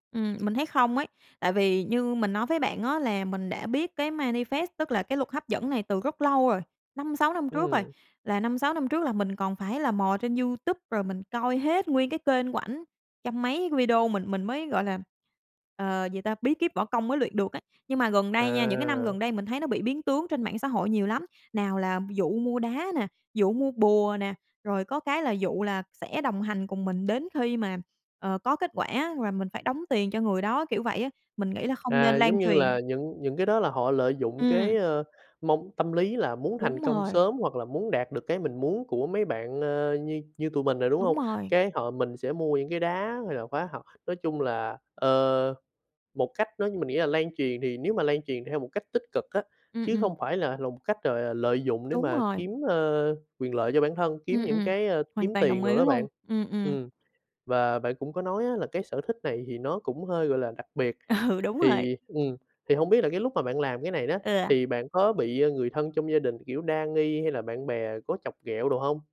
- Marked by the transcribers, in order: tapping; in English: "manifest"; laughing while speaking: "Ừ"
- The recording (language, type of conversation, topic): Vietnamese, podcast, Một thói quen nhỏ nào đã thay đổi cuộc sống của bạn?